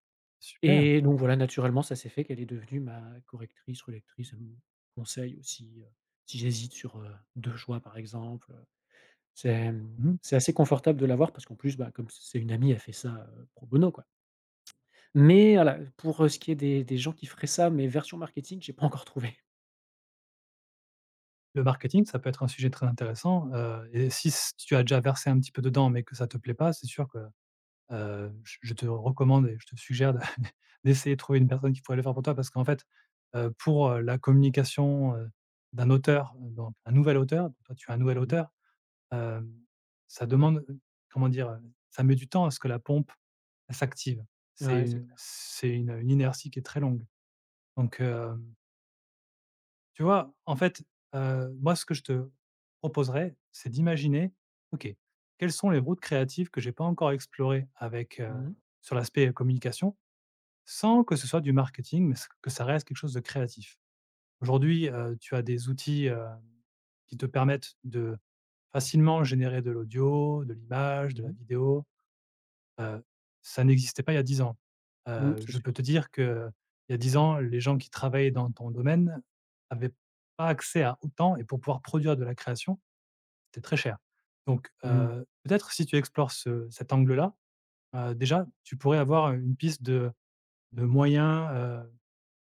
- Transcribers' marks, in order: tapping; chuckle
- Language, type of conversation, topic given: French, advice, Comment surmonter le doute après un échec artistique et retrouver la confiance pour recommencer à créer ?